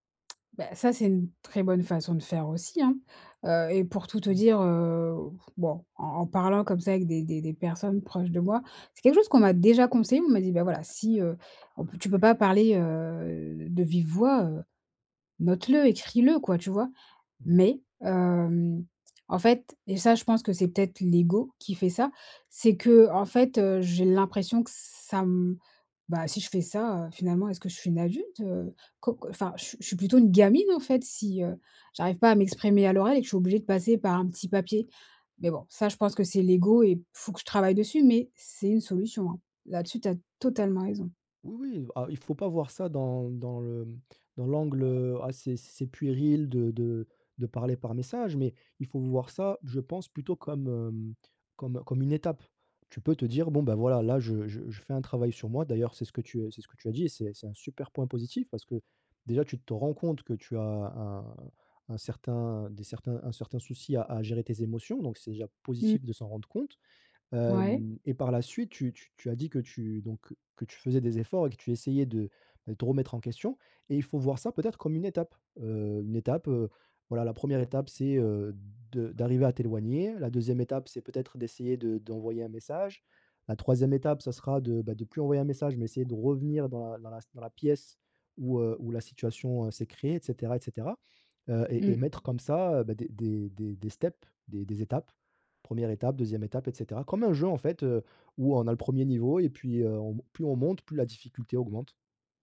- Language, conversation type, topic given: French, advice, Comment communiquer quand les émotions sont vives sans blesser l’autre ni soi-même ?
- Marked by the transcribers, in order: other background noise; in English: "steps"